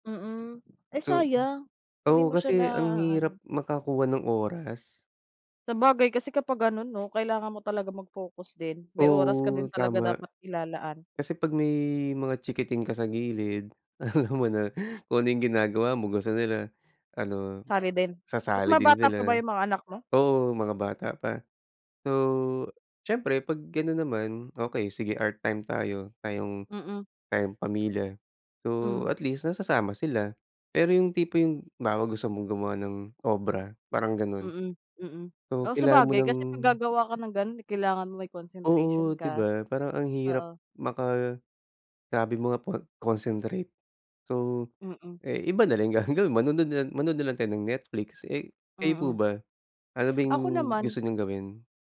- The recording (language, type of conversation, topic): Filipino, unstructured, Anong libangan ang palagi mong ginagawa kapag may libreng oras ka?
- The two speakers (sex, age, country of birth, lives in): female, 30-34, United Arab Emirates, Philippines; male, 40-44, Philippines, Philippines
- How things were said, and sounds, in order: chuckle